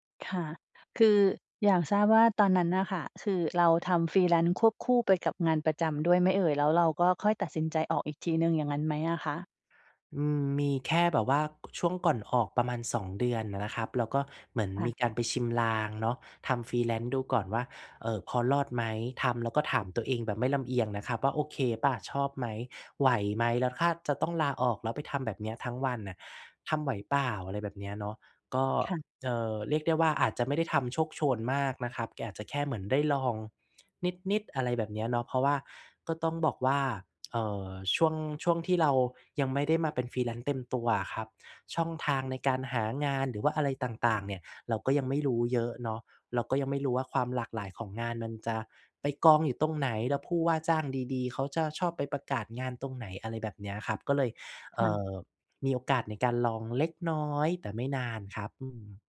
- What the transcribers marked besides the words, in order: in English: "Freelance"; in English: "Freelance"; other background noise; in English: "Freelance"
- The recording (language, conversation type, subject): Thai, podcast, คุณหาความสมดุลระหว่างงานกับชีวิตส่วนตัวยังไง?